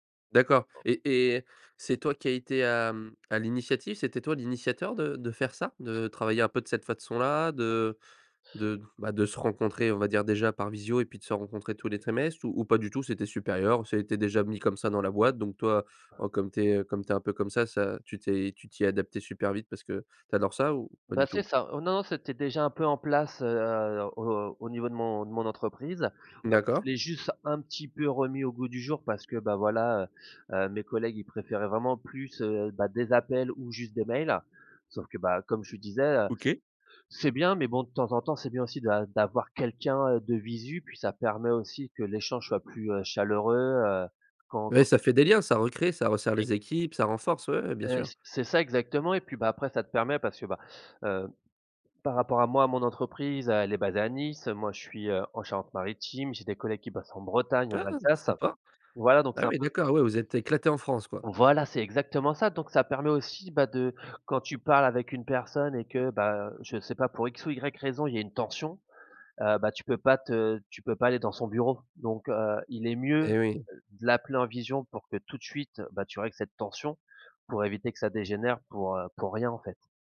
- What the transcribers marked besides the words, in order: "façon-là" said as "fatçon-là"; joyful: "Ouais sympa"; stressed: "tension"
- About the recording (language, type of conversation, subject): French, podcast, Tu préfères parler en face ou par message, et pourquoi ?